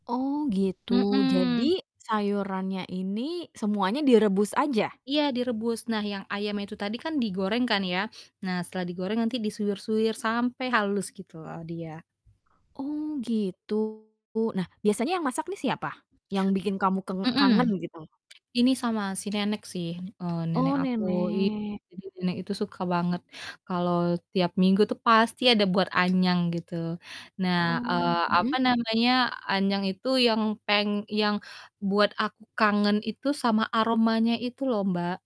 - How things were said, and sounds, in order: static; tapping; sniff; distorted speech; other background noise
- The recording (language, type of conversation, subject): Indonesian, podcast, Masakan rumahan apa yang paling bikin kamu kangen, dan kenapa?